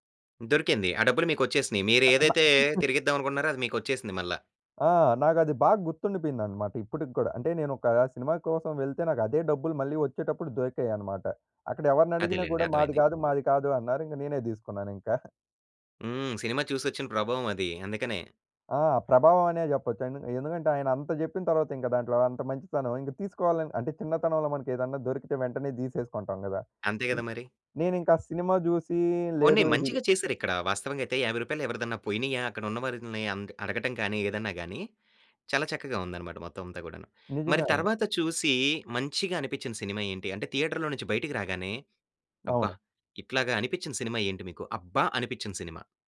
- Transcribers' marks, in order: chuckle; other background noise; in English: "థియేటర్‌లో"
- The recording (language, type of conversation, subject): Telugu, podcast, సినిమాలు మన భావనలను ఎలా మార్చతాయి?